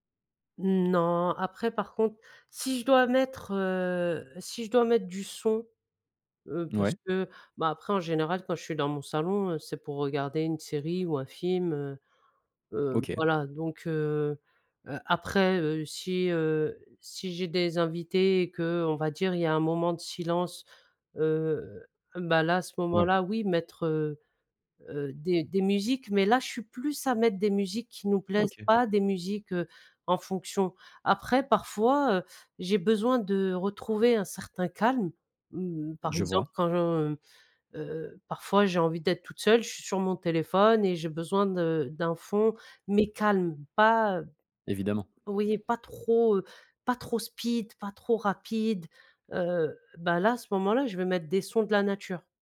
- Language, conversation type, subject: French, podcast, Comment créer une ambiance cosy chez toi ?
- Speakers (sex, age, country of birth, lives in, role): female, 40-44, France, France, guest; male, 35-39, France, France, host
- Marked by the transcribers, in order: none